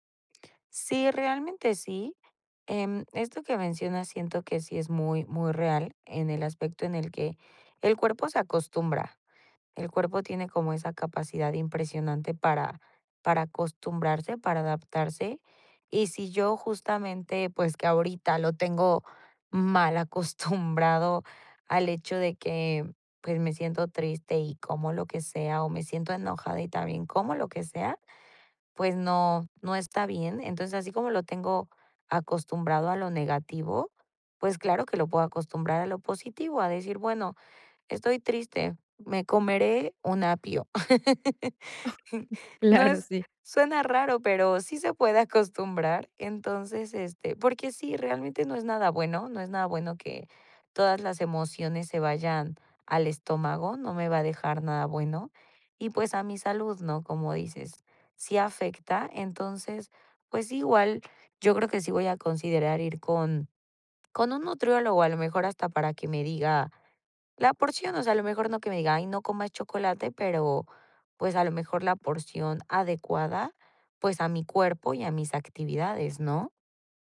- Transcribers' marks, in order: chuckle; laugh; chuckle
- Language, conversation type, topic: Spanish, advice, ¿Cómo puedo controlar los antojos y gestionar mis emociones sin sentirme mal?